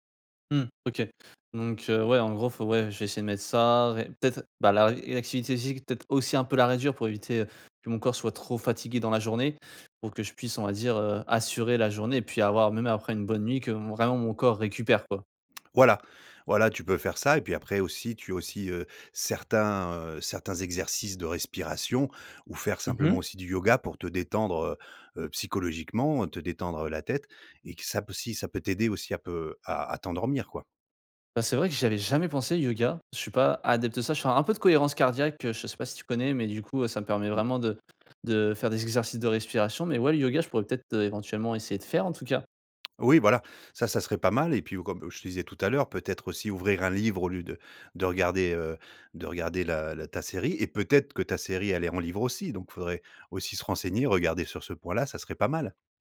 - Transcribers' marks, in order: none
- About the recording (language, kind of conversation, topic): French, advice, Pourquoi suis-je constamment fatigué, même après une longue nuit de sommeil ?